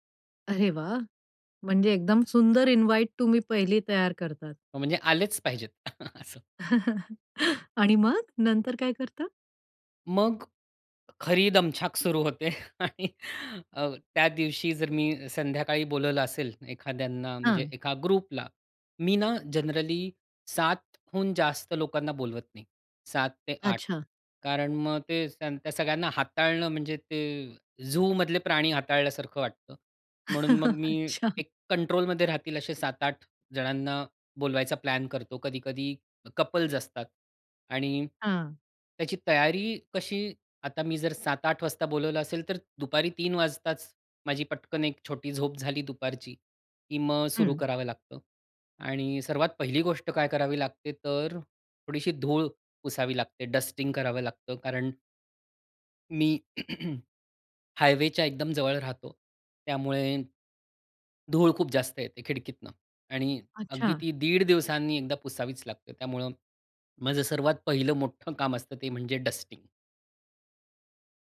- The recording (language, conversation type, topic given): Marathi, podcast, जेव्हा पाहुण्यांसाठी जेवण वाढायचे असते, तेव्हा तुम्ही उत्तम यजमान कसे बनता?
- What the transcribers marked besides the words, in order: in English: "इन्वाईट"; laughing while speaking: "असं"; chuckle; other background noise; laughing while speaking: "आणि"; in English: "ग्रुपला"; in English: "जनरली"; in English: "झूमधले"; laughing while speaking: "अच्छा"; tapping; in English: "कपल्स"; in English: "डस्टिंग"; throat clearing; in English: "डस्टिंग"